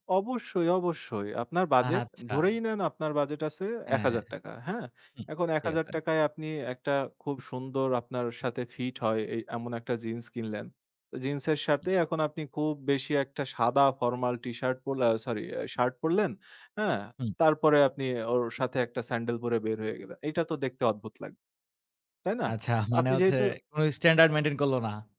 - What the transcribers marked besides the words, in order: "আচ্ছা" said as "আহাচ্ছা"; "সাথে" said as "সাতে"
- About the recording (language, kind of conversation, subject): Bengali, podcast, কম বাজেটে স্টাইল দেখাতে তুমি কী করো?